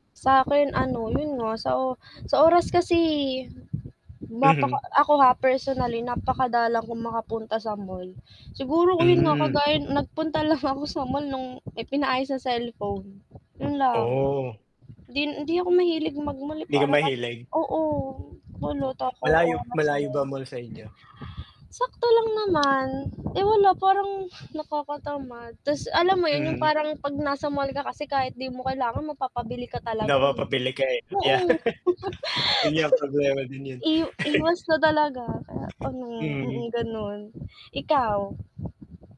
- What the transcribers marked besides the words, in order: wind; laughing while speaking: "sa mall"; other animal sound; unintelligible speech; inhale; tapping; laughing while speaking: "Yan"; chuckle; laugh
- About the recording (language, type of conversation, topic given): Filipino, unstructured, Ano ang mas pinapaboran mo: mamili sa mall o sa internet?